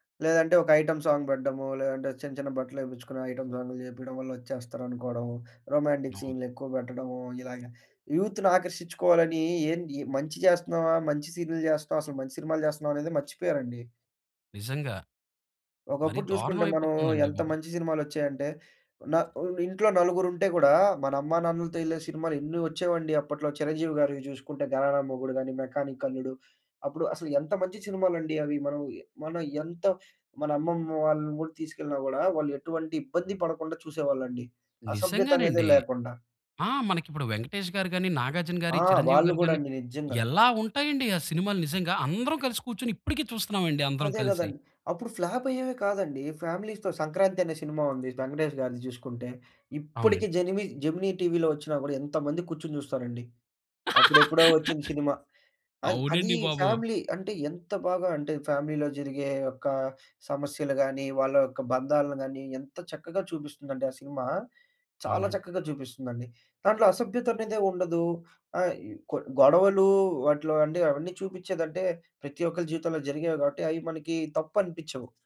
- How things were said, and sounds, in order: in English: "ఐటెమ్ సాంగ్"; in English: "ఐటెమ్"; in English: "రొమాంటిక్"; in English: "ఫ్యామిలీస్‌తో"; laugh; in English: "ఫ్యామిలీ"; in English: "ఫ్యామిలీలో"
- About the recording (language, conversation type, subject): Telugu, podcast, తక్కువ బడ్జెట్‌లో మంచి సినిమా ఎలా చేయాలి?